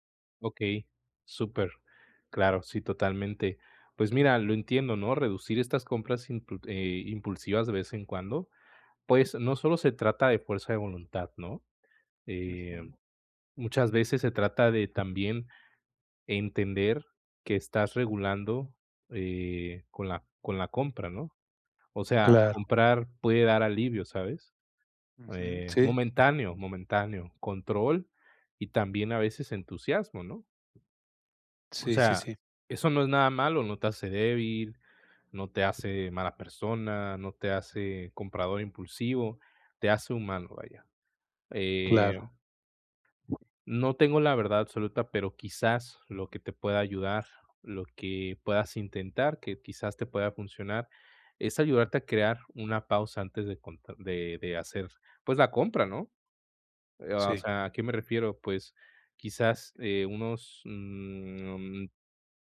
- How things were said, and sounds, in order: tapping; other background noise
- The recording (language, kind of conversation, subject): Spanish, advice, ¿Cómo puedo evitar las compras impulsivas y el gasto en cosas innecesarias?